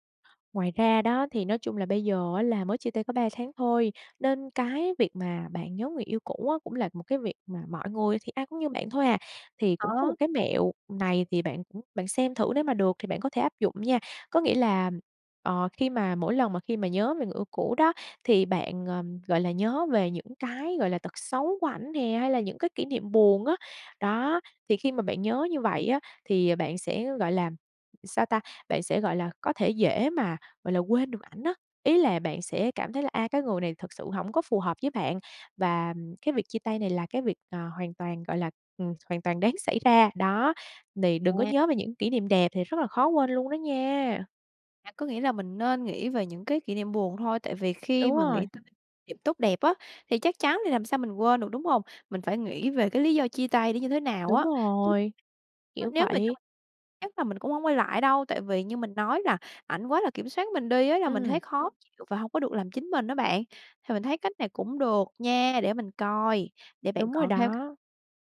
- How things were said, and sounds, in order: other background noise; tapping; other noise; unintelligible speech
- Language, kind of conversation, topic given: Vietnamese, advice, Làm sao để ngừng nghĩ về người cũ sau khi vừa chia tay?